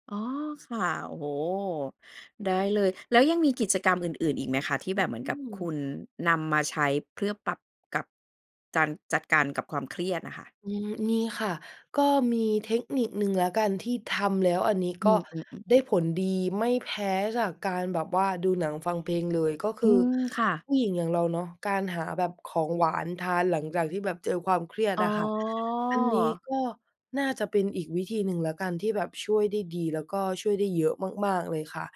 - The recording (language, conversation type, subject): Thai, podcast, คุณจัดการกับความเครียดในชีวิตประจำวันยังไง?
- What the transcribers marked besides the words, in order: none